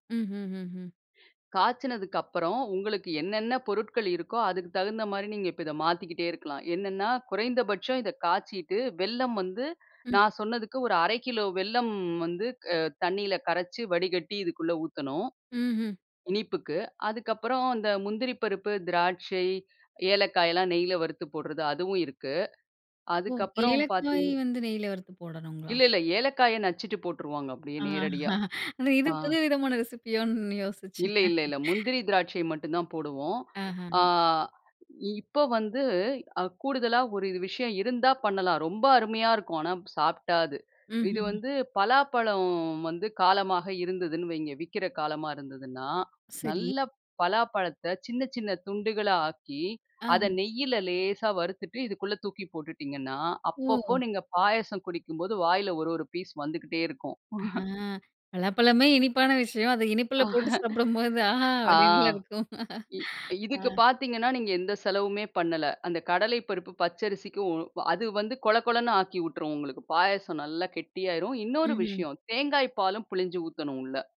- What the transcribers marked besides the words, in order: laughing while speaking: "இது புது விதமான ரெசிப்பியோன்னு யோசிச்சேன்"; laughing while speaking: "பலாப்பழமே இனிப்பான விஷயம் அதை இனிப்பில போட்டு சாப்பிடும்போது ஆஹா! அப்டின்ல இருக்கும். ஆ"; laugh; laugh
- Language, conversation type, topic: Tamil, podcast, பண்டிகை இனிப்புகளை வீட்டிலேயே எப்படி சமைக்கிறாய்?